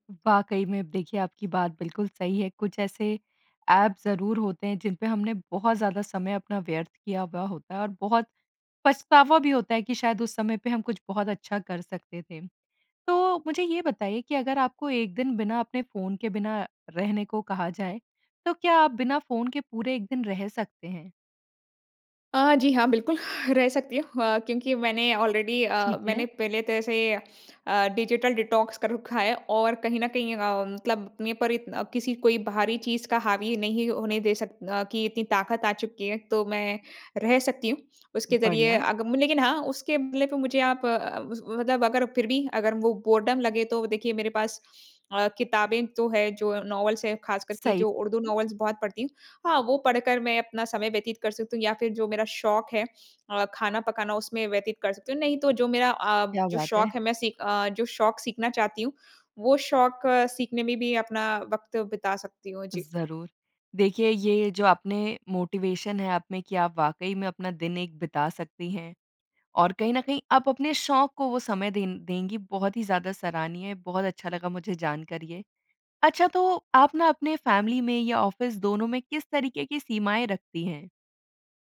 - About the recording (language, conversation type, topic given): Hindi, podcast, आप फ़ोन या सोशल मीडिया से अपना ध्यान भटकने से कैसे रोकते हैं?
- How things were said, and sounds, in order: in English: "ऑलरेडी"; in English: "डिजिटल डिटॉक्स"; tapping; in English: "बोरडम"; in English: "नॉवेल्स"; in English: "नॉवेल्स"; in English: "मोटिवेशन"; other background noise; in English: "फ़ैमिली"; in English: "ऑफ़िस"